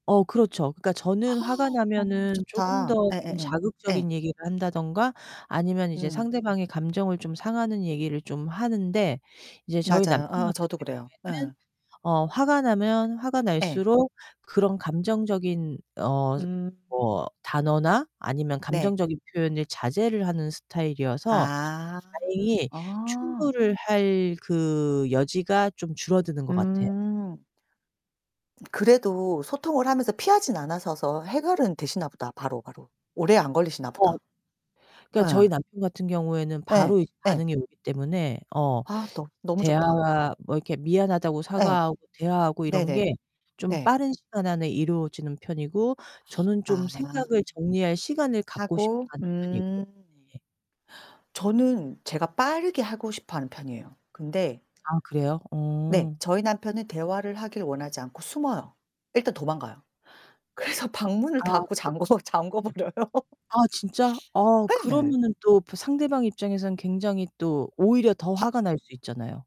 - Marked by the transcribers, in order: gasp; distorted speech; tapping; static; "않으셔서" said as "않아서서"; laughing while speaking: "그래서 방문을 닫고 잠가 잠가 버려요"
- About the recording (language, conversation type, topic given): Korean, unstructured, 가족과 다툰 뒤에 분위기는 어떻게 풀었나요?